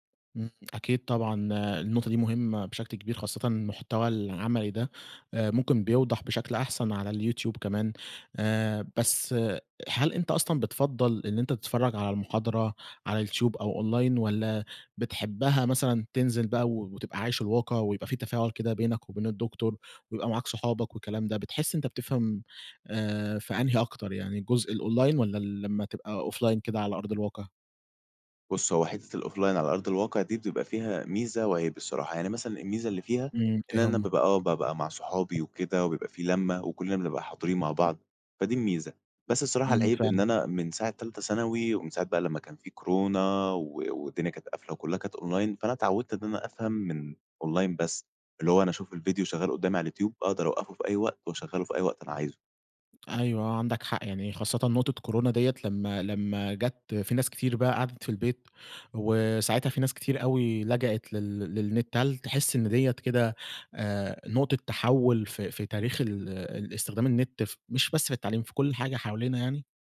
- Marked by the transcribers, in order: in English: "online"; in English: "الonline"; in English: "offline"; in English: "الoffline"; in English: "online"; in English: "online"
- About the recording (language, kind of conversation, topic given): Arabic, podcast, إيه رأيك في دور الإنترنت في التعليم دلوقتي؟
- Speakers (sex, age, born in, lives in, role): male, 20-24, Egypt, Egypt, guest; male, 20-24, Egypt, Egypt, host